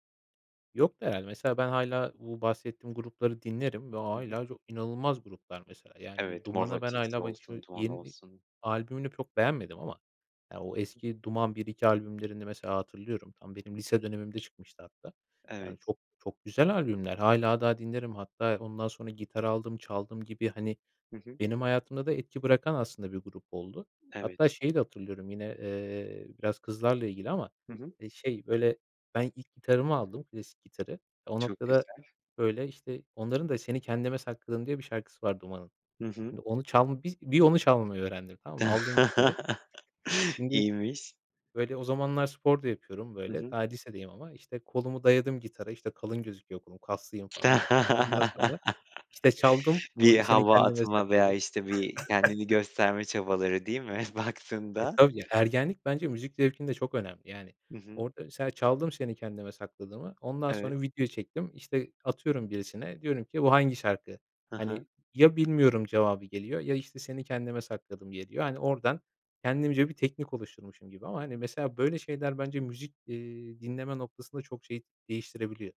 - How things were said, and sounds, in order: chuckle; laugh; chuckle; laughing while speaking: "Baktığında"
- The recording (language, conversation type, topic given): Turkish, podcast, Aile ortamı müzik tercihlerini sence nasıl şekillendirir?